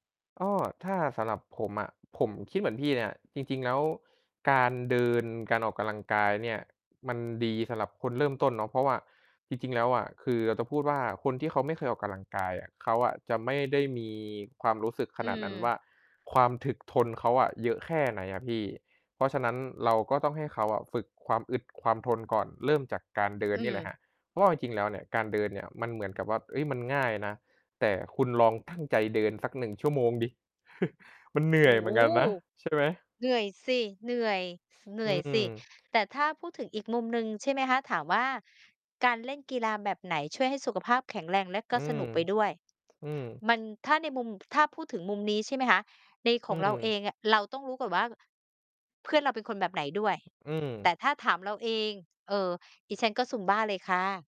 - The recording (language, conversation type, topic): Thai, unstructured, กีฬาประเภทไหนที่คนทั่วไปควรลองเล่นดู?
- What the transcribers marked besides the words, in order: distorted speech; "จะ" said as "ตะ"; "ว่า" said as "ว่อ"; chuckle; tapping